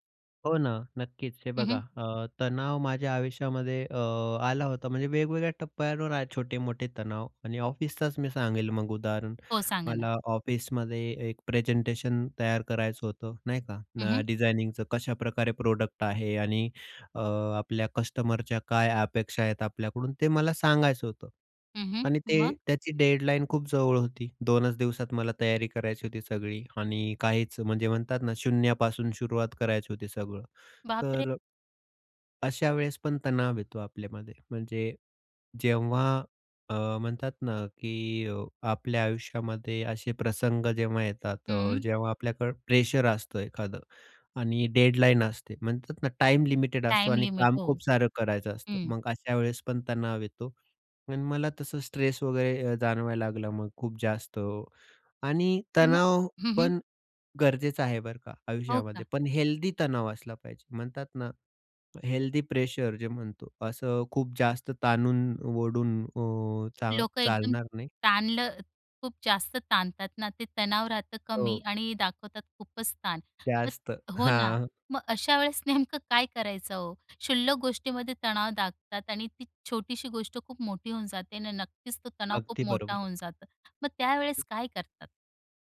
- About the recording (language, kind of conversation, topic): Marathi, podcast, तणाव हाताळण्यासाठी तुम्ही नेहमी काय करता?
- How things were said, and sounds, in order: in English: "प्रोडक्ट"; in English: "हेल्दी"; in English: "हेल्दी"; other background noise; laughing while speaking: "नेमकं काय"; tapping